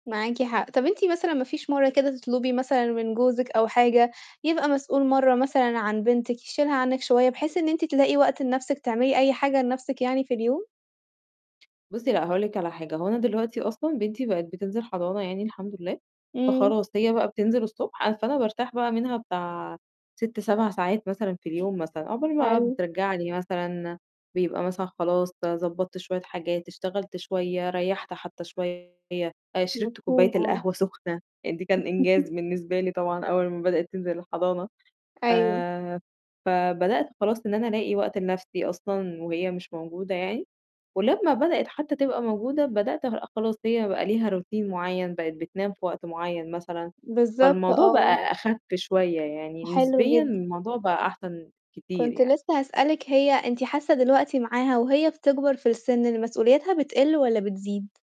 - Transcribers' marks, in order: other background noise; distorted speech; laugh; in English: "روتين"
- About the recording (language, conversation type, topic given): Arabic, podcast, إيه الطرق اللي بتريحك بعد يوم طويل؟